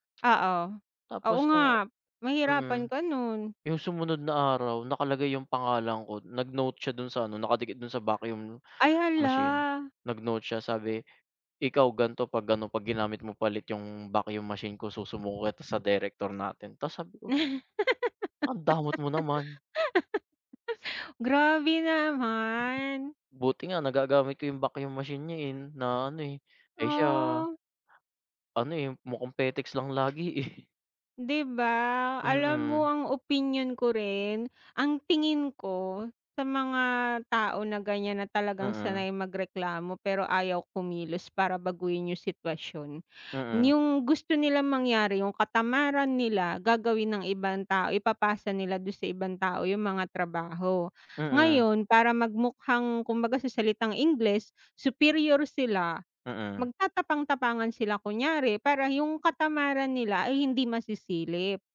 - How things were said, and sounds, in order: other background noise; laugh; tapping
- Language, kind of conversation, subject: Filipino, unstructured, Ano ang masasabi mo tungkol sa mga taong laging nagrereklamo pero walang ginagawa?